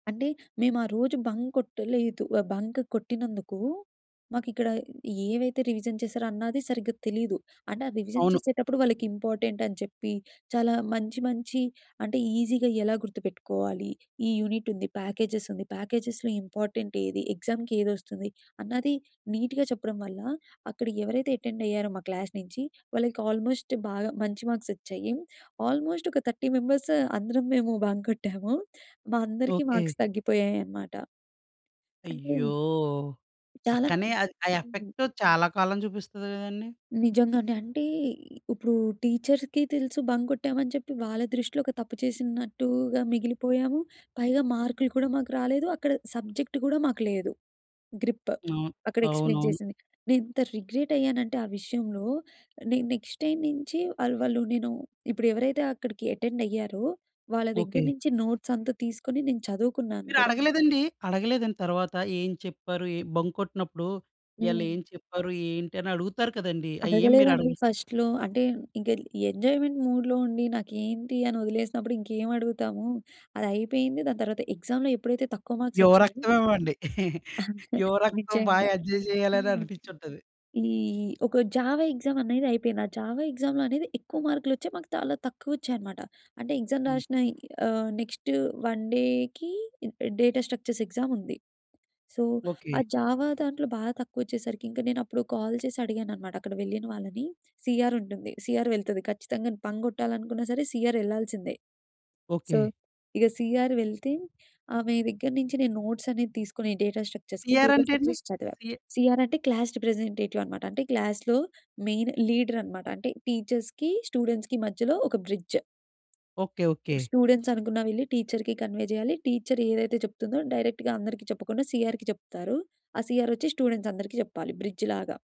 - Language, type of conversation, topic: Telugu, podcast, గతంలో మీరు చేసిన తప్పుల నుంచి మీరు ఎలా పాఠాలు నేర్చుకున్నారు?
- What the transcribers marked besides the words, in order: in English: "బంక్"; in English: "బంక్"; in English: "రివిజన్"; in English: "రివిజన్"; in English: "ఇంపార్టెంట్"; in English: "ఈజీగా"; in English: "యూనిట్"; in English: "ప్యాకేజెస్"; in English: "ప్యాకేజెస్‌లో"; in English: "నీట్‌గా"; in English: "అటెండ్"; in English: "క్లాస్"; in English: "ఆల్మోస్ట్"; in English: "మార్క్స్"; in English: "ఆల్మోస్ట్"; in English: "థర్టీ మెంబర్స్"; in English: "బంక్"; in English: "మార్క్స్"; in English: "ఎఫెక్ట్"; in English: "టీచర్స్‌కి"; in English: "బంక్"; in English: "సబ్జెక్ట్"; in English: "గ్రిప్"; in English: "ఎక్స్‌ప్లెయిన్"; in English: "రిగ్రెట్"; in English: "నెక్స్ట్"; in English: "అటెండ్"; in English: "నోట్స్"; in English: "బంక్"; in English: "ఫస్ట్‌లో"; other background noise; in English: "ఎంజాయ్‌మెంట్ మూడ్‌లో"; in English: "ఎగ్జామ్‌లో"; in English: "మార్క్స్"; chuckle; giggle; in English: "ఎంజాయ్"; in English: "జావా ఎగ్జామ్"; in English: "జావా ఎగ్జామ్"; in English: "ఎగ్జామ్"; in English: "నెక్స్ట్ వన్ డేకి డే డే డేటా స్ట్రక్చర్స్ ఎగ్జామ్"; in English: "సో"; in English: "జావా"; in English: "కాల్"; in English: "సి ఆర్"; in English: "సి ఆర్"; in English: "బంక్"; in English: "సి ఆర్"; in English: "సో"; in English: "సి ఆర్"; in English: "నోట్స్"; in English: "డేటా స్ట్రక్చర్స్‌కి, డేటా స్ట్రక్చర్స్"; in English: "సి ఆర్"; in English: "సి ఆర్"; in English: "క్లాస్ రిప్రజెంటేటివ్"; in English: "క్లాస్‌లో మెయిన్ లీడర్"; in English: "టీచర్స్‌కి, స్టూడెంట్స్‌కి"; in English: "బ్రిడ్జ్"; in English: "స్టూడెంట్స్"; in English: "టీచర్‌కి కన్వే"; in English: "టీచర్"; in English: "డైరెక్ట్‌గా"; in English: "సి ఆర్‌కి"; in English: "సి ఆర్"; in English: "స్టూడెంట్స్"; in English: "బ్రిడ్జ్"